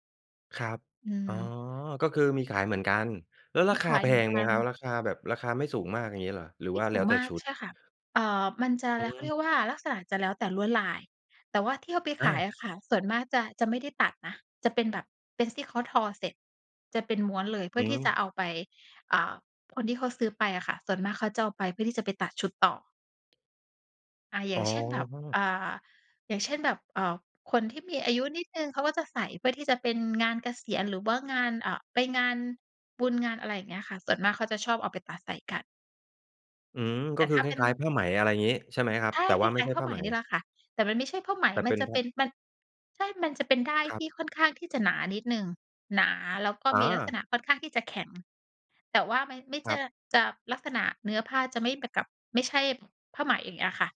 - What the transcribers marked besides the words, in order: none
- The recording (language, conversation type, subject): Thai, podcast, สไตล์การแต่งตัวของคุณสะท้อนวัฒนธรรมอย่างไรบ้าง?